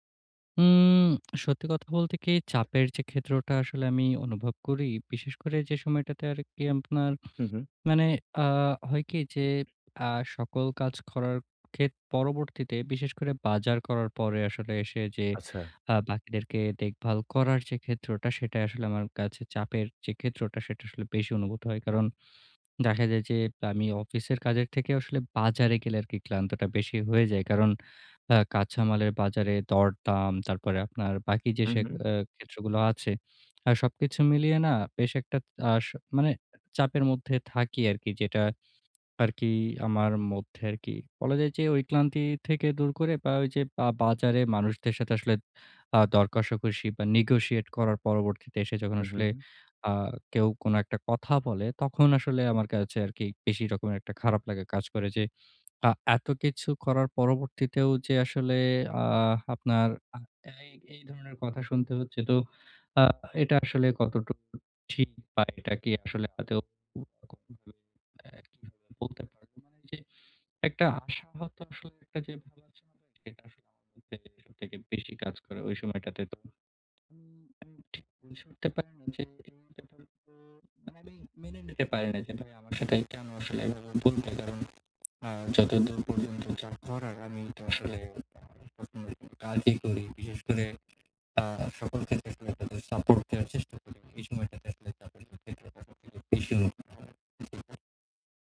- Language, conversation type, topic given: Bengali, advice, নতুন বাবা-মা হিসেবে সময় কীভাবে ভাগ করে কাজ ও পরিবারের দায়িত্বের ভারসাম্য রাখব?
- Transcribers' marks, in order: drawn out: "হুম"; tapping; unintelligible speech; unintelligible speech; unintelligible speech; unintelligible speech; unintelligible speech; unintelligible speech; unintelligible speech